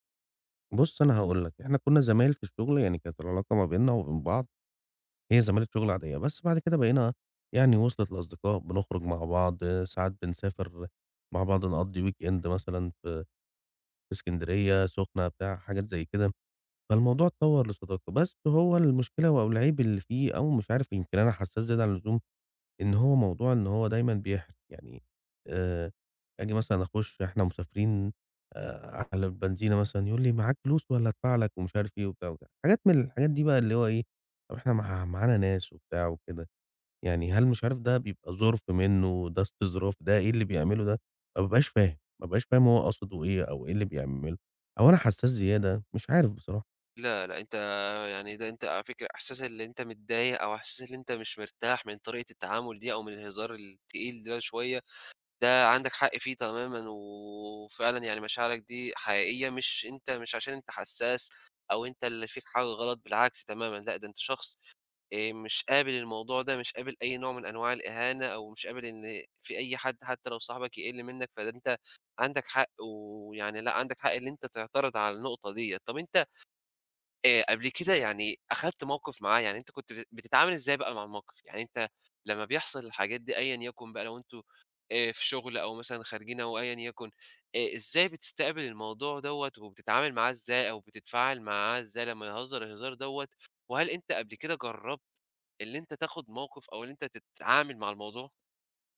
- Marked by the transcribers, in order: in English: "weekend"
- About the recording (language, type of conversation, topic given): Arabic, advice, صديق بيسخر مني قدام الناس وبيحرجني، أتعامل معاه إزاي؟